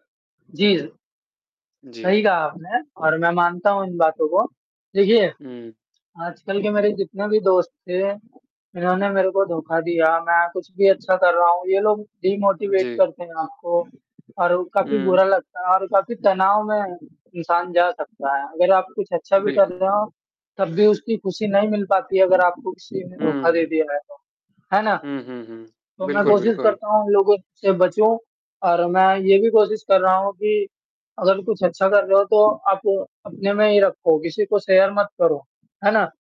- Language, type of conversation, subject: Hindi, unstructured, क्या आपको कभी किसी दोस्त से धोखा मिला है?
- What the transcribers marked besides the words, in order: static; in English: "डिमोटिवेट"; in English: "शेयर"